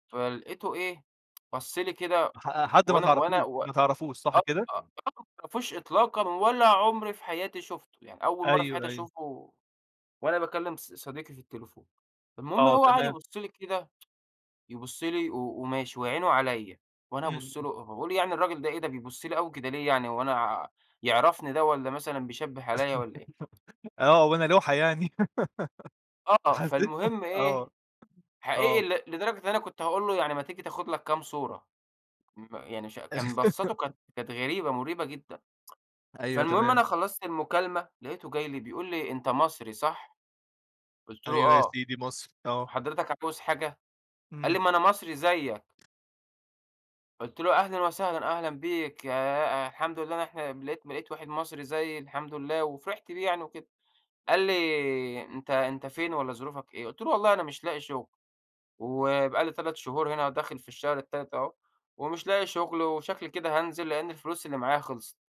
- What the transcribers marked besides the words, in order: tsk; unintelligible speech; tsk; giggle; tapping; laugh; laughing while speaking: "حسّيت"; other noise; laugh; tsk; other background noise
- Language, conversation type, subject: Arabic, podcast, إحكيلي عن مقابلة عشوائية غيّرت مجرى حياتك؟